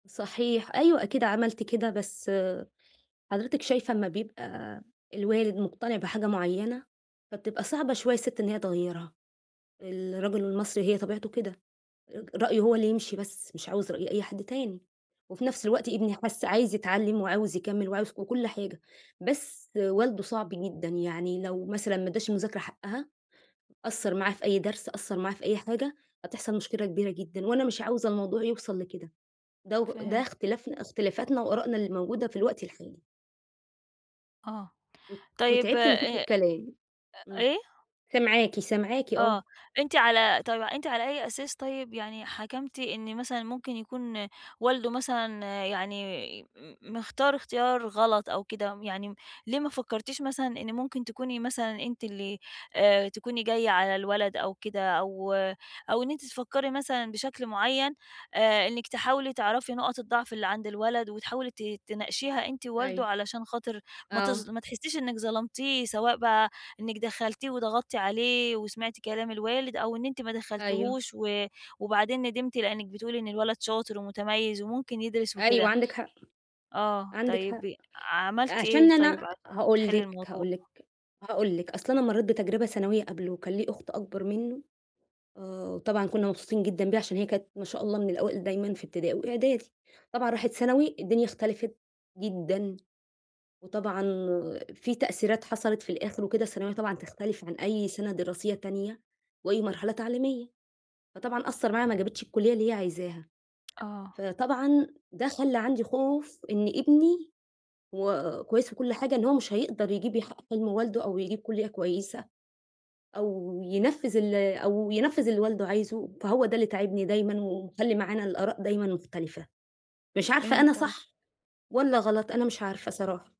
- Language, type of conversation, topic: Arabic, advice, إزاي أنا وشريكي نوصل لاتفاق على قواعد تربية العيال بدل ما نختلف كل يوم؟
- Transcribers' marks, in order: other background noise; tapping